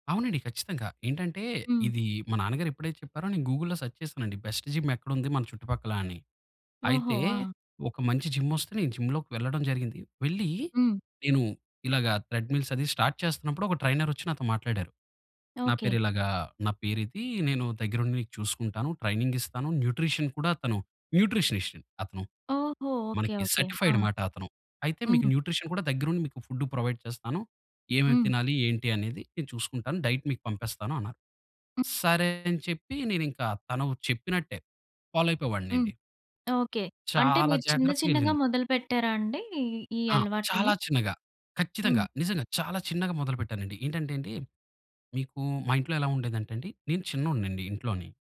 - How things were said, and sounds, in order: in English: "గూగుల్లో సెర్చ్"; in English: "బెస్ట్ జిమ్"; in English: "ట్రెడ్మిల్స్"; in English: "స్టార్ట్"; in English: "న్యూట్రిషన్"; in English: "న్యూట్రిషనిస్ట్"; in English: "సర్టిఫైడ్"; in English: "న్యూట్రిషన్"; in English: "ఫుడ్ ప్రొవైడ్"; in English: "డైట్"
- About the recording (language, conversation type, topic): Telugu, podcast, ఆసక్తి తగ్గినప్పుడు మీరు మీ అలవాట్లను మళ్లీ ఎలా కొనసాగించగలిగారు?